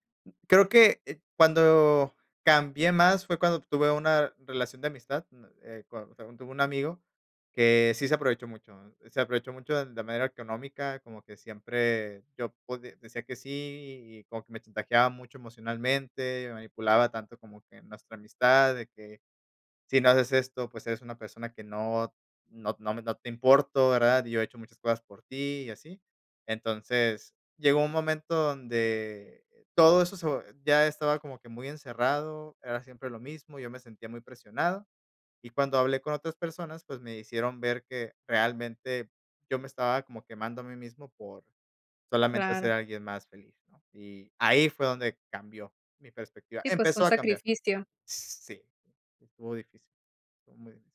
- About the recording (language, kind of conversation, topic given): Spanish, podcast, ¿Cómo puedo poner límites con mi familia sin que se convierta en una pelea?
- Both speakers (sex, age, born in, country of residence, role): female, 30-34, Mexico, United States, host; male, 35-39, Mexico, Mexico, guest
- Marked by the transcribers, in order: other background noise